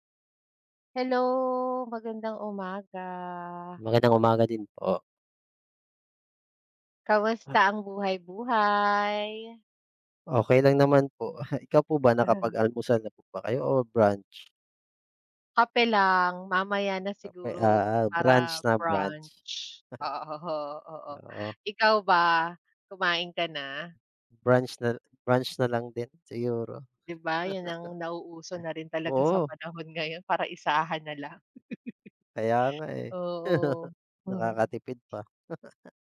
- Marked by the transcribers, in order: chuckle; laugh; laugh
- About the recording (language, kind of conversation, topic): Filipino, unstructured, Ano ang pinakanakagugulat na nangyari sa iyong paglalakbay?